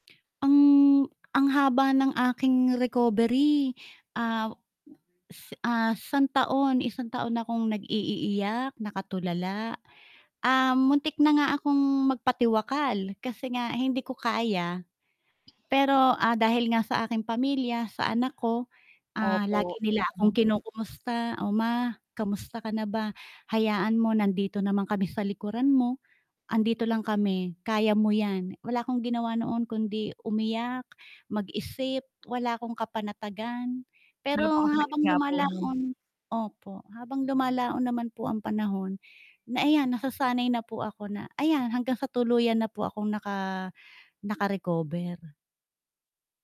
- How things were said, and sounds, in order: drawn out: "Ang"; static; distorted speech
- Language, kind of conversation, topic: Filipino, unstructured, Ano ang unang alaala mo na gusto mong balikan, pero ayaw mo nang maranasan muli?